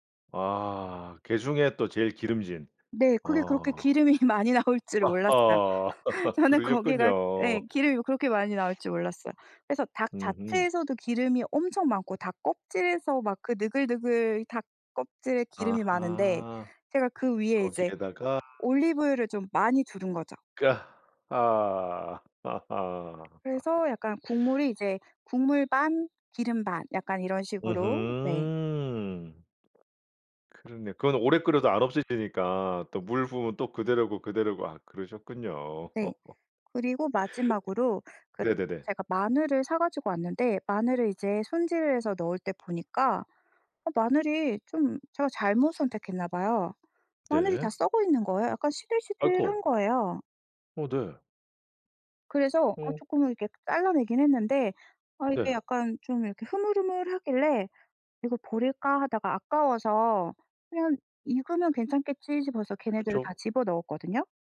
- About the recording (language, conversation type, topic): Korean, podcast, 실패한 요리 경험을 하나 들려주실 수 있나요?
- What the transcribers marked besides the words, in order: laughing while speaking: "기름이 많이 나올 줄"; laugh; tapping; other background noise; laugh; swallow; laugh